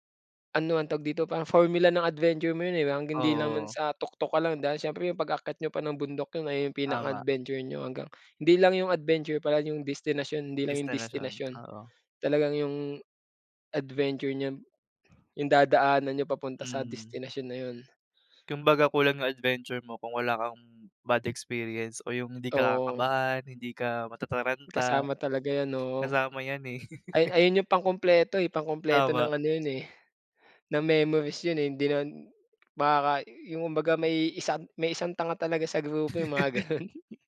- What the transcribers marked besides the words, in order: tapping; other background noise; chuckle; chuckle; laughing while speaking: "gano'n"
- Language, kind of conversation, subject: Filipino, unstructured, Ano ang isang pakikipagsapalaran na hindi mo malilimutan kahit nagdulot ito ng hirap?